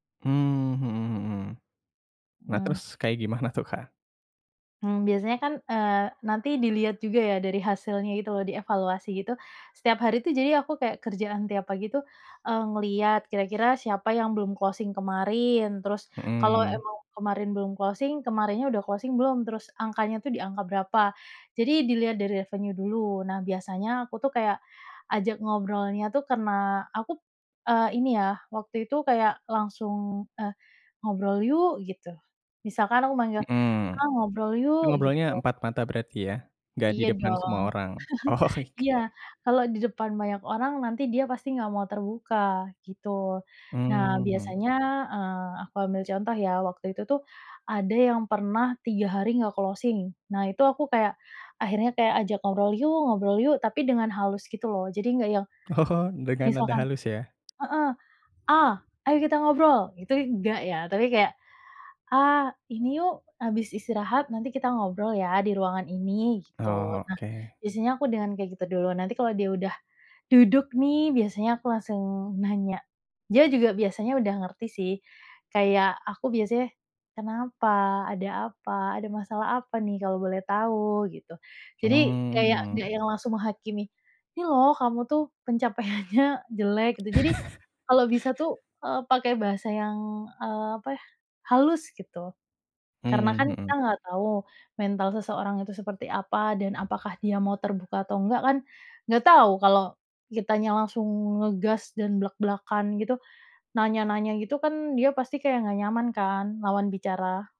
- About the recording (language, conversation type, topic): Indonesian, podcast, Bagaimana cara mengajukan pertanyaan agar orang merasa nyaman untuk bercerita?
- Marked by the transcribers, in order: laughing while speaking: "kayak gimana tuh, Kak?"; in English: "closing"; in English: "closing"; in English: "closing"; in English: "revenue"; chuckle; laughing while speaking: "oke"; in English: "closing"; laughing while speaking: "Oh"; tapping; laughing while speaking: "pencapaiannya"; chuckle